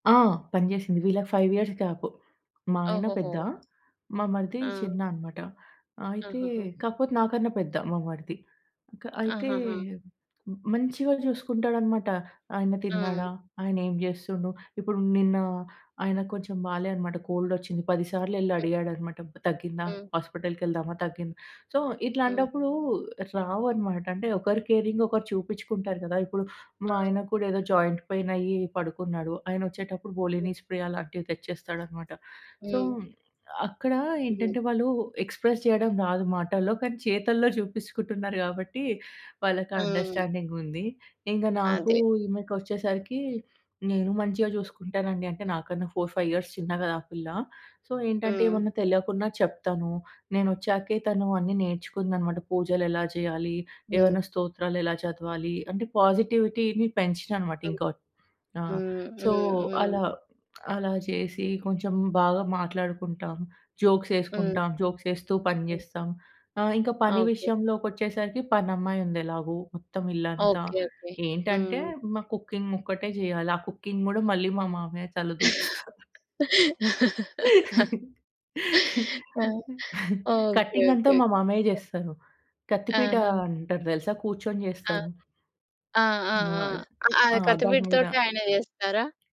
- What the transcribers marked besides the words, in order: in English: "ఫైవ్ ఇయర్స్ గ్యాప్"; tapping; in English: "కోల్డ్"; in English: "సో"; in English: "కేరింగ్"; in English: "జాయింట్ పైయినయ్యి"; in English: "వోలిని స్ప్రే"; in English: "సో"; in English: "ఎక్స్‌ప్రెస్"; in English: "అండర్‌స్టాండింగ్"; in English: "ఫోర్ ఫైవ్ ఇయర్స్"; in English: "సో"; in English: "పాజిటివిటీని"; in English: "సో"; other background noise; in English: "జోక్స్"; in English: "జోక్స్"; in English: "కుకింగ్"; laugh; in English: "కుకింగ్"; laughing while speaking: "దూరుస్తారు"; laugh
- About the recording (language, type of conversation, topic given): Telugu, podcast, ఇంట్లో వచ్చే చిన్నచిన్న గొడవలను మీరు సాధారణంగా ఎలా పరిష్కరిస్తారు?